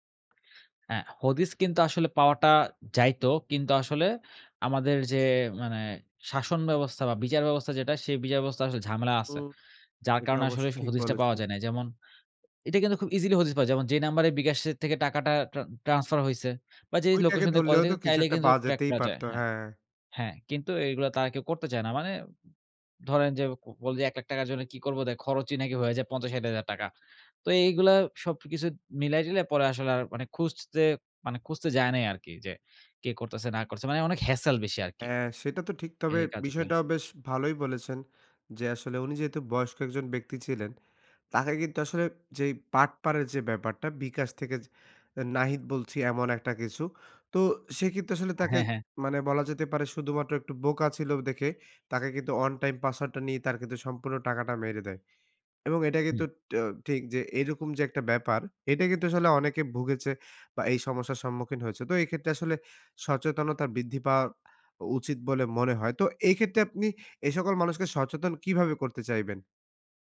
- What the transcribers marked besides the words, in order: none
- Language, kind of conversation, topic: Bengali, podcast, নিরাপত্তা বজায় রেখে অনলাইন উপস্থিতি বাড়াবেন কীভাবে?
- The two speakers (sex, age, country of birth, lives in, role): male, 20-24, Bangladesh, Bangladesh, guest; male, 25-29, Bangladesh, Bangladesh, host